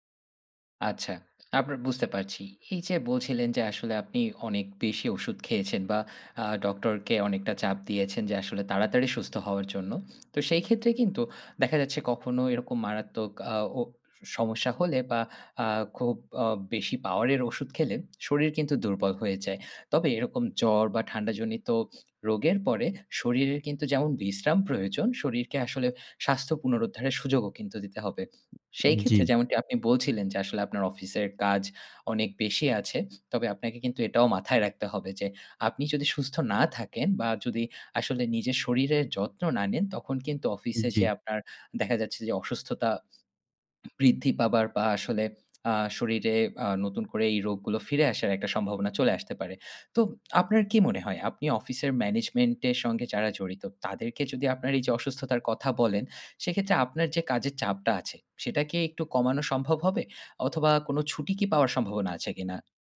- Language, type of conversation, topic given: Bengali, advice, অসুস্থতার পর শরীর ঠিকমতো বিশ্রাম নিয়ে সেরে উঠছে না কেন?
- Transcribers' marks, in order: none